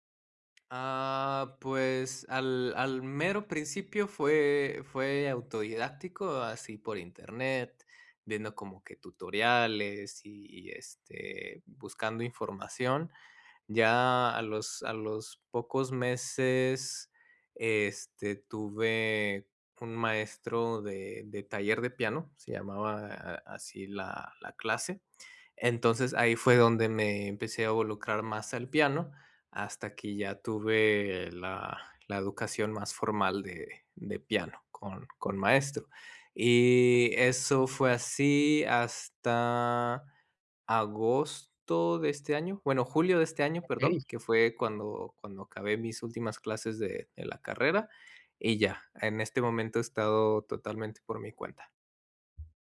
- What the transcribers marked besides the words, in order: other background noise; "involucrar" said as "evolucrar"; tapping
- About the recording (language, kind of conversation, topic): Spanish, advice, ¿Cómo puedo mantener mi práctica cuando estoy muy estresado?